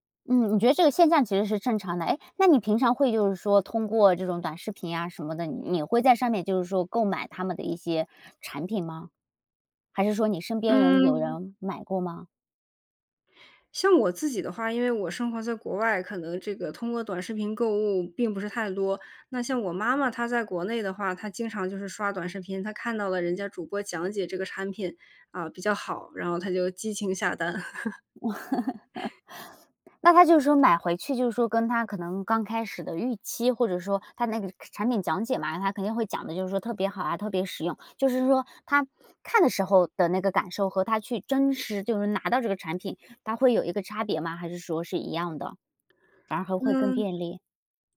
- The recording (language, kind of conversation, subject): Chinese, podcast, 短视频是否改变了人们的注意力，你怎么看？
- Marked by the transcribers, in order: laugh